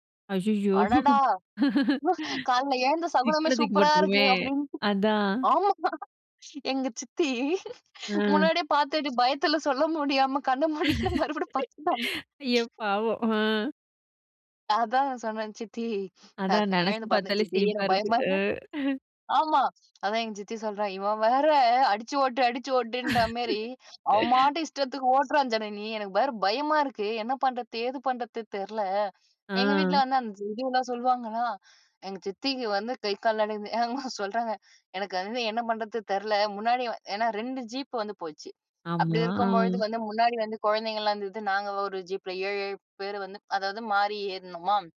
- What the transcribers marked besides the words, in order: laughing while speaking: "அடடா! காலையில எழுந்த சகுனமே சூப்பரா … மூடிக்கிட்டு மறுபடியும் படுத்துட்டாங்க"; chuckle; laugh; other noise; laughing while speaking: "சித்தி எனக்கு பயமா"; chuckle; laugh
- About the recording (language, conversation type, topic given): Tamil, podcast, உங்களுக்கு மலை பிடிக்குமா, கடல் பிடிக்குமா, ஏன்?